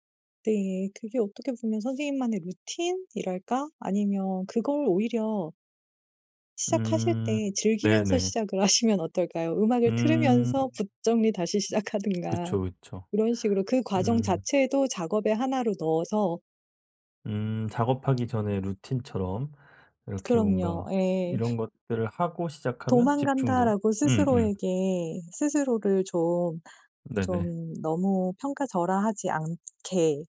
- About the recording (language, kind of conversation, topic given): Korean, advice, 작업 중 자꾸 산만해져서 집중이 안 되는데, 집중해서 일할 수 있는 방법이 있을까요?
- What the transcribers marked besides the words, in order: laughing while speaking: "하시면"; other background noise; laughing while speaking: "시작하든가"